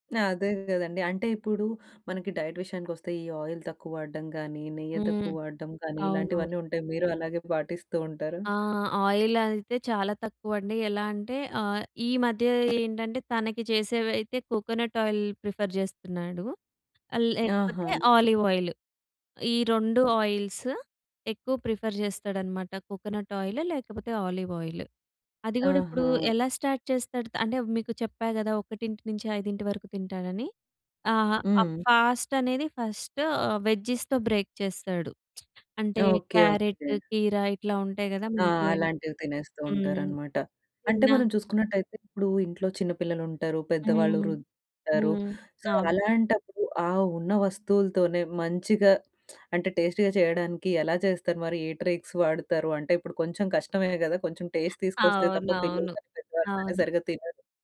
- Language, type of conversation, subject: Telugu, podcast, డైట్ పరిమితులు ఉన్నవారికి రుచిగా, ఆరోగ్యంగా అనిపించేలా వంటలు ఎలా తయారు చేస్తారు?
- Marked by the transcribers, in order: in English: "డైట్"; in English: "ఆయిల్"; other background noise; tapping; in English: "ఆయిల్"; in English: "కోకోనట్ ఆయిల్ ప్రిఫర్"; in English: "ఆలివ్ ఆయిల్"; in English: "ఆయిల్స్"; in English: "ప్రిఫర్"; in English: "కోకోనట్ ఆయిల్"; in English: "ఆలివ్ ఆయిల్"; in English: "స్టార్ట్"; in English: "ఫాస్ట్"; in English: "ఫస్ట్ వెజ్జిస్‌తో బ్రేక్"; lip smack; unintelligible speech; in English: "సో"; lip smack; in English: "టేస్టీగా"; in English: "ట్రైక్స్"; in English: "టేస్ట్"